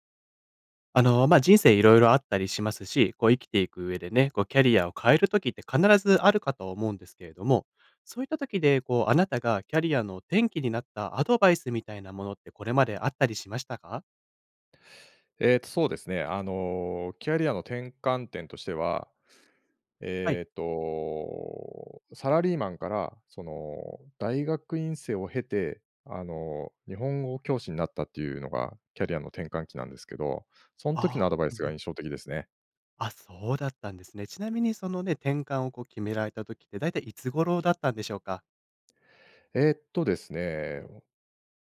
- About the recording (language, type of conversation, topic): Japanese, podcast, キャリアの中で、転機となったアドバイスは何でしたか？
- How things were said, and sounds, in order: none